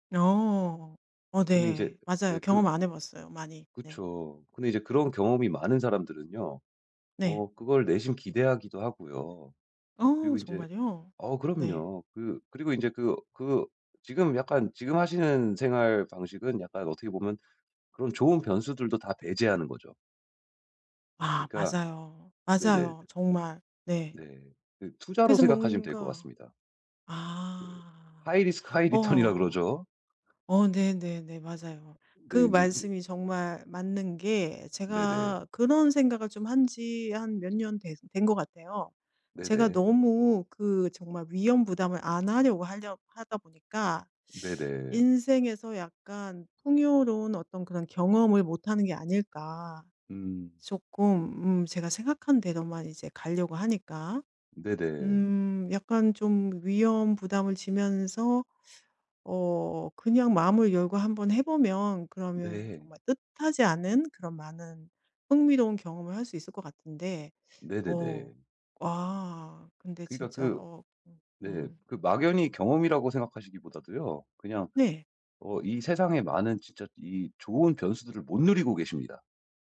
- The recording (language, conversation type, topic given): Korean, advice, 완벽주의로 지치지 않도록 과도한 자기기대를 현실적으로 조정하는 방법은 무엇인가요?
- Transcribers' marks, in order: other background noise; in English: "high risk, high return이라"; teeth sucking